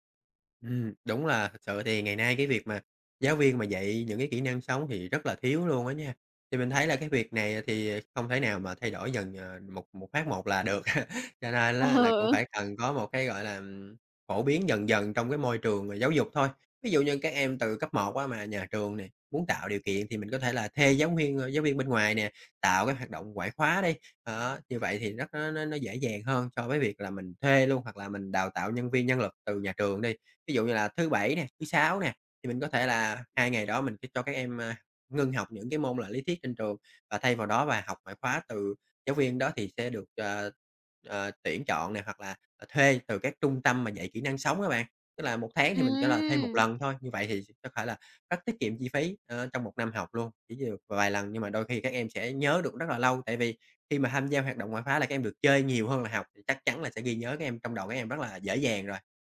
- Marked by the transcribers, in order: other background noise; tapping; chuckle; laughing while speaking: "Ờ, ờ"
- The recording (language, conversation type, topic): Vietnamese, podcast, Bạn nghĩ nhà trường nên dạy kỹ năng sống như thế nào?